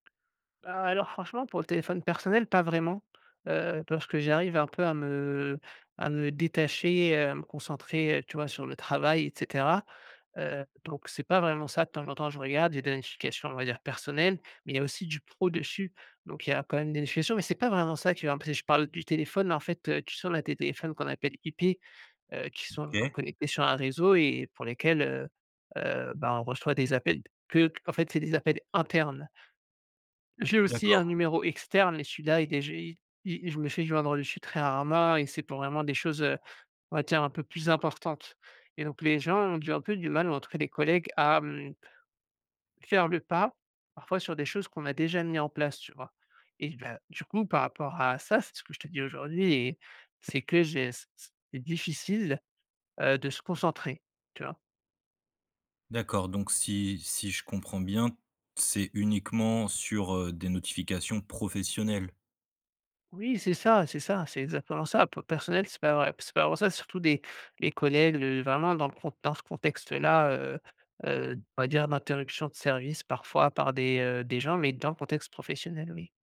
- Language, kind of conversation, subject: French, advice, Comment rester concentré quand mon téléphone et ses notifications prennent le dessus ?
- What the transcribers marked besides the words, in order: none